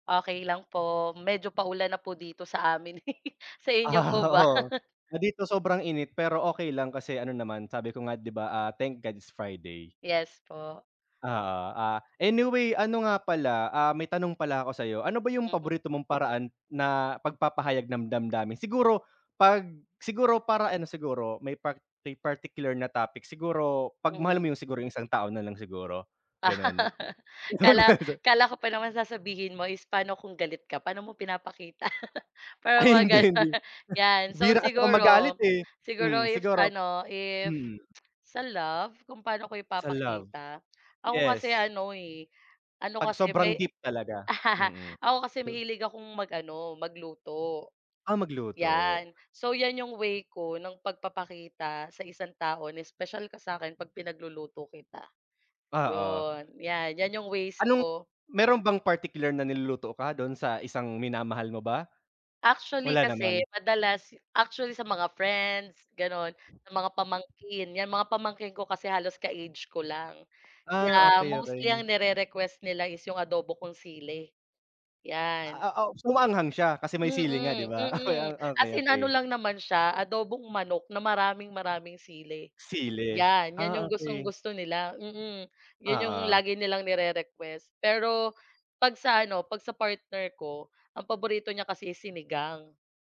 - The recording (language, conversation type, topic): Filipino, unstructured, Ano ang paborito mong paraan ng pagpapahayag ng damdamin?
- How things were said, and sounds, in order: laugh; other background noise; laugh; unintelligible speech; laugh; laughing while speaking: "pinapakita"; laughing while speaking: "hindi"; laughing while speaking: "ganun"; laugh; tapping; chuckle